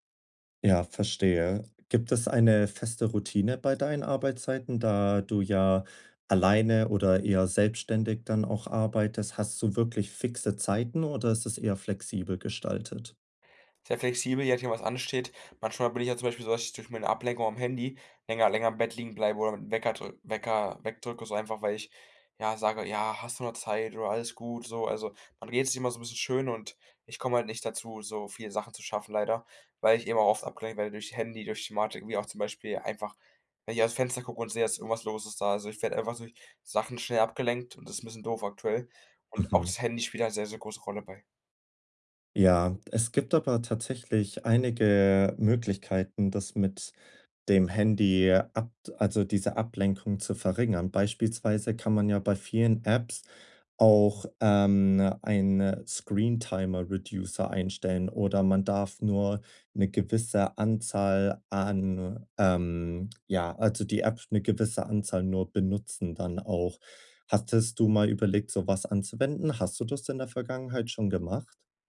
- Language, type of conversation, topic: German, advice, Wie kann ich Ablenkungen reduzieren, wenn ich mich lange auf eine Aufgabe konzentrieren muss?
- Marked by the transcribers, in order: in English: "Screentimer-Reducer"